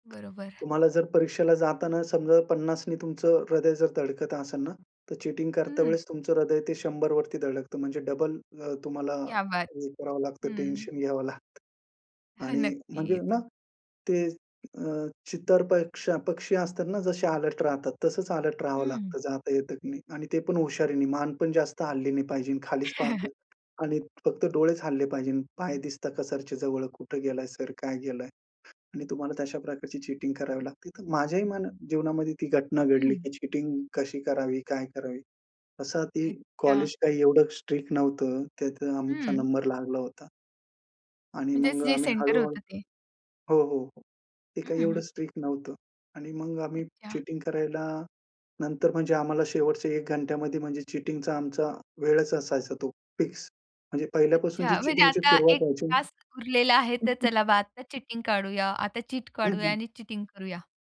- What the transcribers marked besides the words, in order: other background noise; in Hindi: "क्या बात!"; laughing while speaking: "घ्यावं लागतं"; chuckle; chuckle; tapping; chuckle; in English: "चीट"
- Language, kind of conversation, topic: Marathi, podcast, परीक्षेचा ताण तुम्ही कसा सांभाळता?